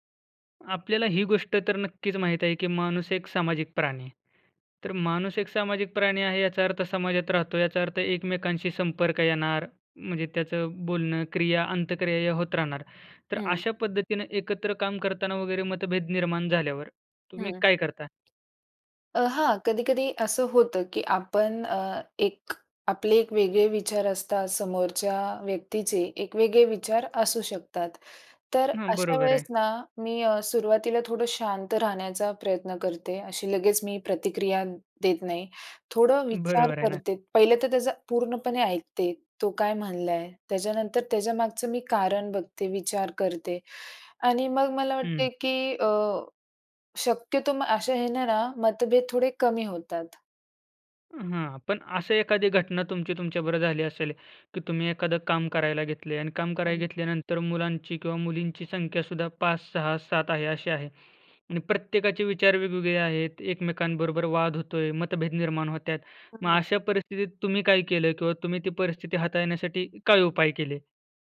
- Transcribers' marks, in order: tapping
- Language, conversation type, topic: Marathi, podcast, एकत्र काम करताना मतभेद आल्यास तुम्ही काय करता?